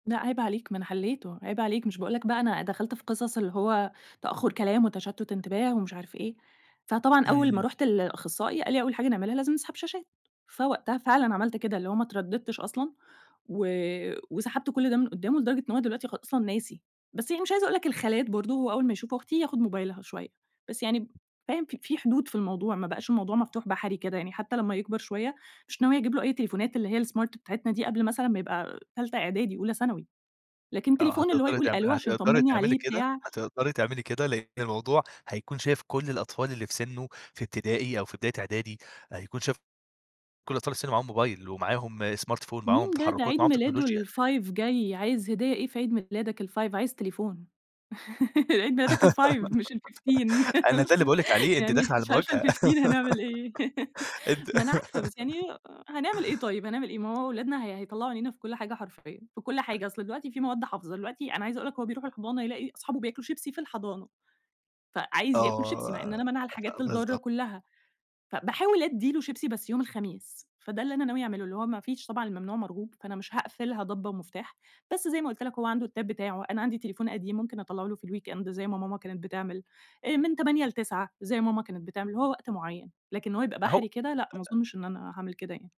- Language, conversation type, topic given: Arabic, podcast, إزاي بتحطوا حدود لاستخدام الموبايل في البيت؟
- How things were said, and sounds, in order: tapping; in English: "الsmart"; in English: "smart phone"; in English: "الfive"; in English: "five؟"; laugh; laughing while speaking: "عيد ميلادك الfive مش الfifteen"; in English: "الfive"; in English: "الfifteen"; laugh; in English: "الfifteen"; laugh; laugh; laughing while speaking: "أنتِ"; laugh; in English: "التاب"; in English: "الweekend"